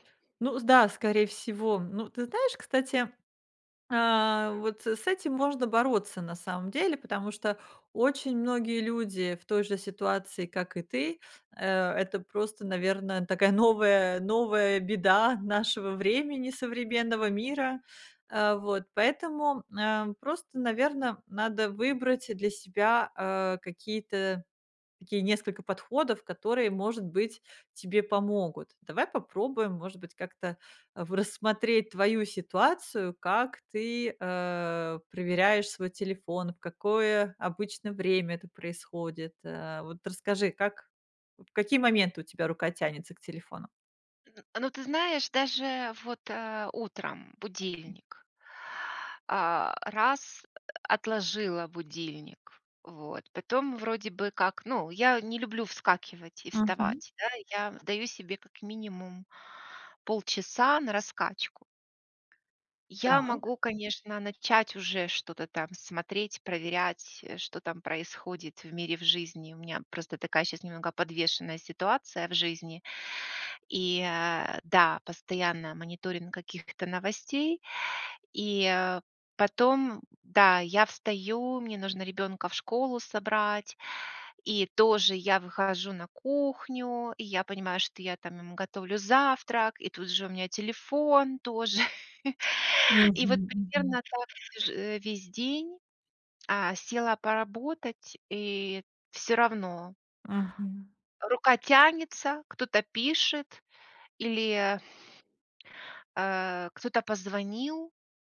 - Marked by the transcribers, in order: other background noise; tapping; chuckle
- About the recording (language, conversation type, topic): Russian, advice, Как перестать проверять телефон по несколько раз в час?